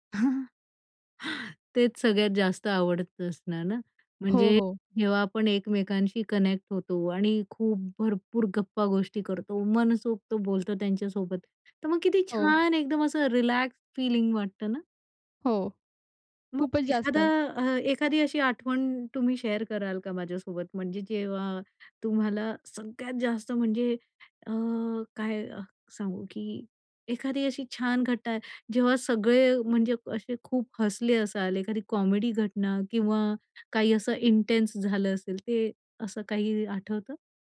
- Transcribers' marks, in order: chuckle; in English: "कनेक्ट"; in English: "रिलॅक्स फिलिंग"; in English: "शेअर"; in English: "कॉमेडी"; in English: "इंटेन्स"
- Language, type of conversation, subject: Marathi, podcast, सूर्यास्त बघताना तुम्हाला कोणत्या भावना येतात?